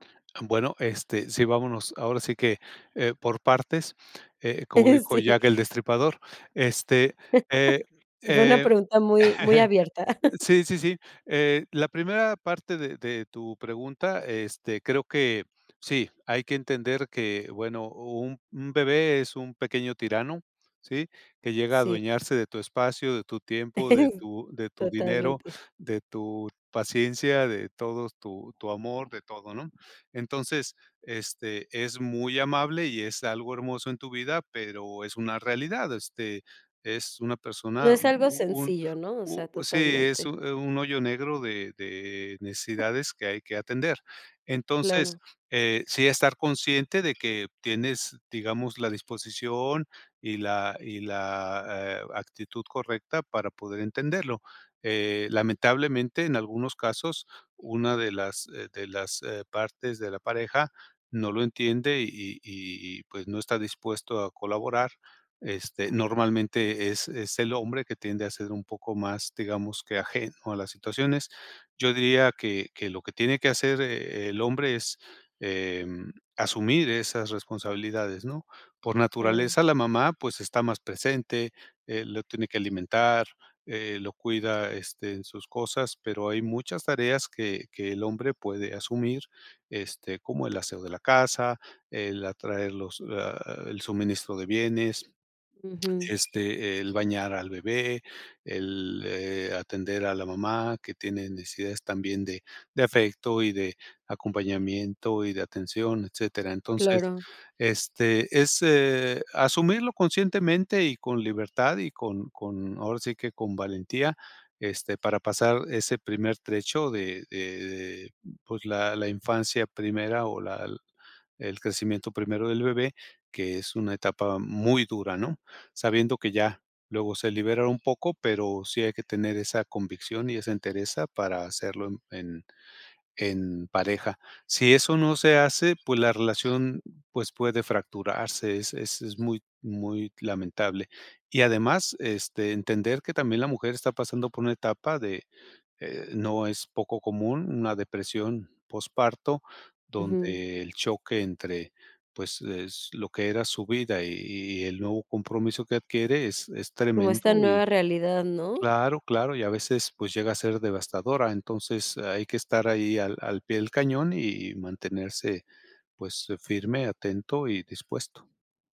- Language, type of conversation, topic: Spanish, podcast, ¿Qué haces para cuidar la relación de pareja siendo padres?
- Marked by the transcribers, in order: laughing while speaking: "sí"; chuckle; chuckle